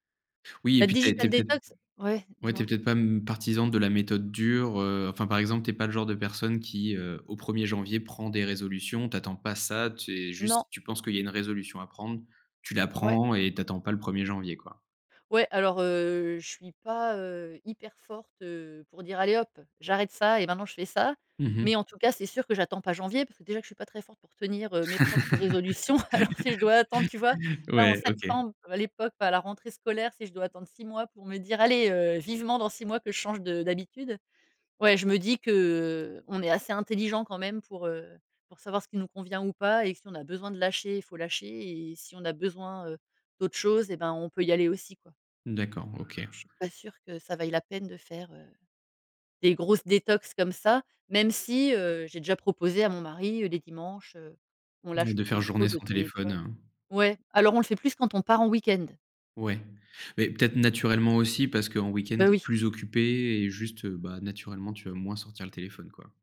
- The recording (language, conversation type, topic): French, podcast, Comment la technologie affecte-t-elle notre capacité d’écoute ?
- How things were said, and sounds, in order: in English: "digital detox"; laugh; laughing while speaking: "résolutions"